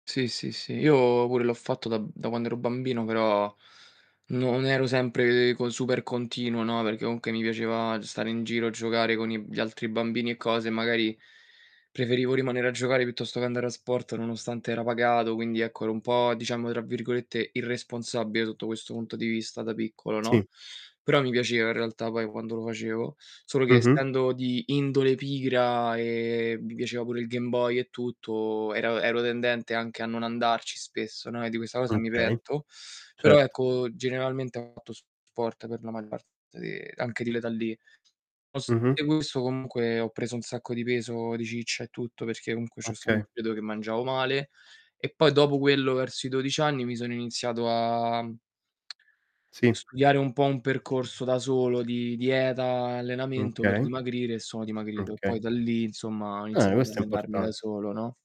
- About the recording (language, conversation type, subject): Italian, unstructured, Quali sport ti piacciono di più e perché?
- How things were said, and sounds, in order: "comunque" said as "counque"; drawn out: "e"; other background noise; tapping; "Okay" said as "kay"; distorted speech; unintelligible speech; drawn out: "a"; lip smack; "Okay" said as "kay"; "Okay" said as "kay"